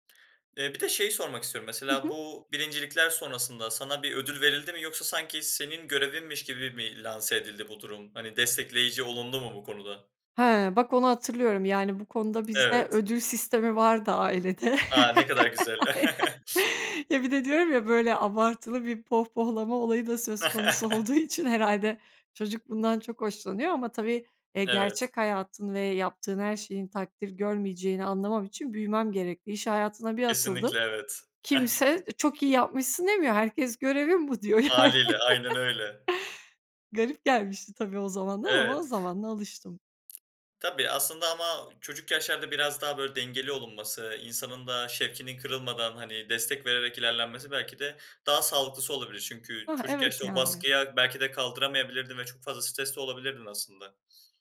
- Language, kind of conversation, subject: Turkish, podcast, "Mükemmel seçim" beklentisi seni engelliyor mu?
- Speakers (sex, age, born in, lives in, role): female, 30-34, Turkey, Bulgaria, guest; male, 20-24, Turkey, Germany, host
- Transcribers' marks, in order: chuckle; chuckle; laughing while speaking: "yani"; chuckle; other background noise